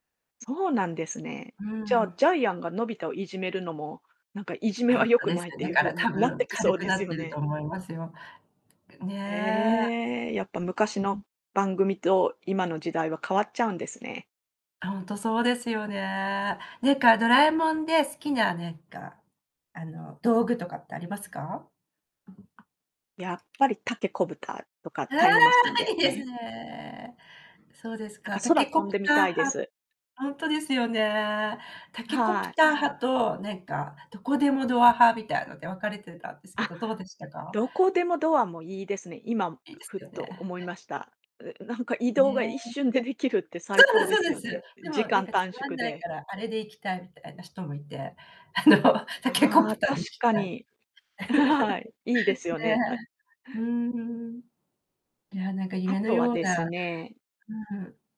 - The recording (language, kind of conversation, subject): Japanese, podcast, 子どもの頃に夢中になったテレビ番組は何ですか？
- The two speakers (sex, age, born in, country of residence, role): female, 45-49, Japan, Japan, guest; female, 50-54, Japan, Japan, host
- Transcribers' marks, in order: laughing while speaking: "いじめは"; distorted speech; drawn out: "ええ"; static; other background noise; "タケコプター" said as "タケコブター"; laughing while speaking: "いいですね"; laughing while speaking: "あのタケコプターで行きたい"; laugh; laugh